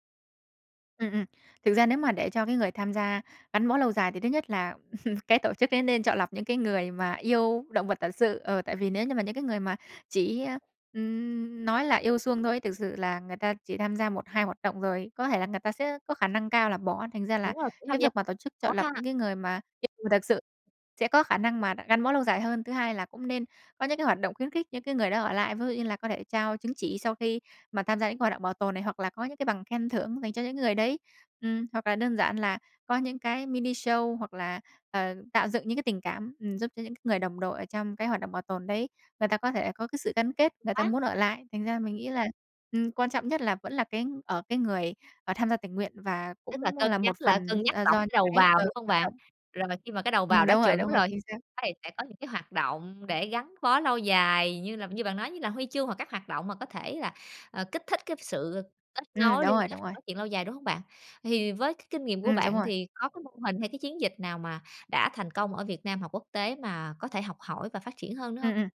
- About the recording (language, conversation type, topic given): Vietnamese, podcast, Làm sao để thu hút thanh niên tham gia bảo tồn?
- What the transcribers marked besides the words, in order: tapping; laugh; other background noise; unintelligible speech; unintelligible speech; in English: "mini show"; unintelligible speech